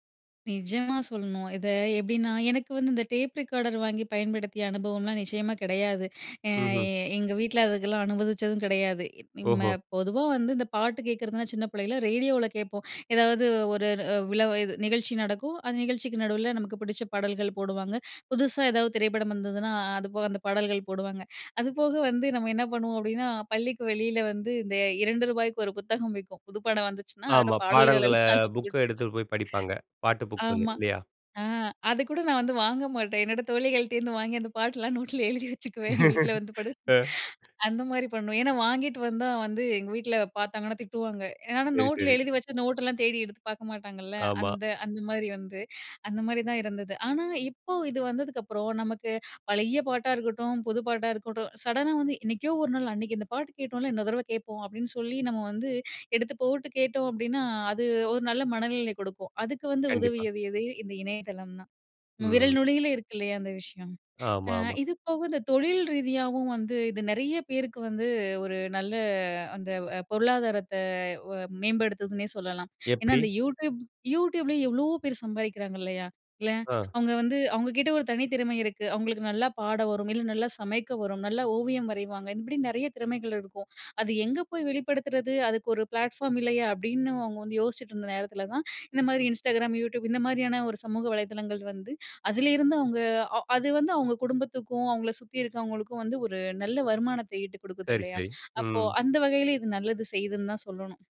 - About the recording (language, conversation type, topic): Tamil, podcast, இணையத்தைப் பயன்படுத்திய உங்கள் அனுபவம் எப்படி இருந்தது?
- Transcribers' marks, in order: in English: "டேப் ரெக்கார்டர்"; laughing while speaking: "அதோட பாடல்கள் எல்லாம் போட்டு"; laughing while speaking: "என்னோட தோழிகள்ட்டேருந்து வாங்கி அந்த பாட்டெல்லாம் நோட்ல எழுதி வச்சுக்குவேன். என் வீட்ல வந்து படு"; laugh; in English: "சடனா"; in English: "ப்ளாட்ஃபார்ம்"